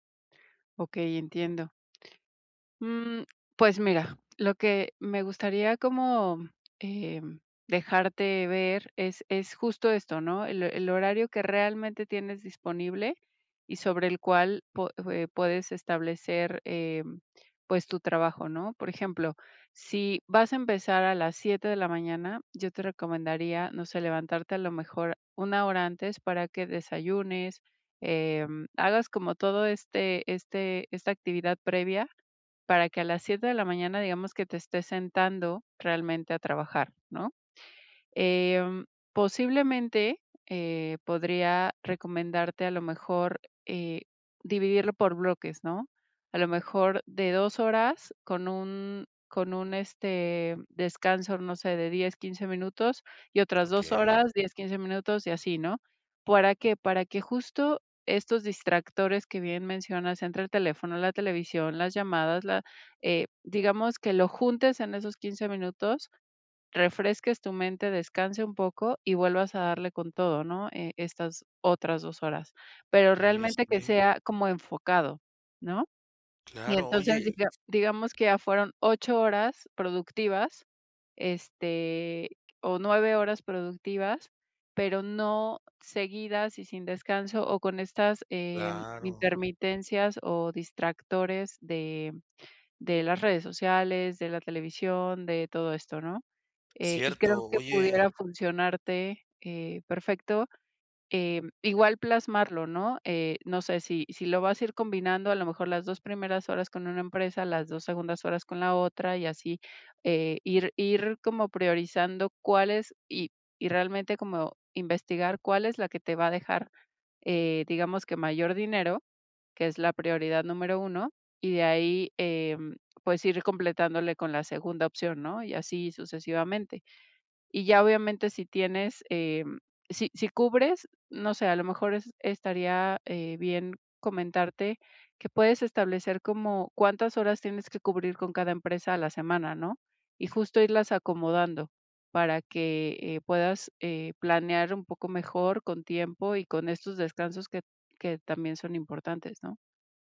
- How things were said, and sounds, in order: tapping; other background noise
- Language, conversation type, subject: Spanish, advice, ¿Cómo puedo establecer una rutina y hábitos que me hagan más productivo?
- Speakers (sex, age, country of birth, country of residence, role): female, 40-44, Mexico, Mexico, advisor; male, 35-39, Mexico, Mexico, user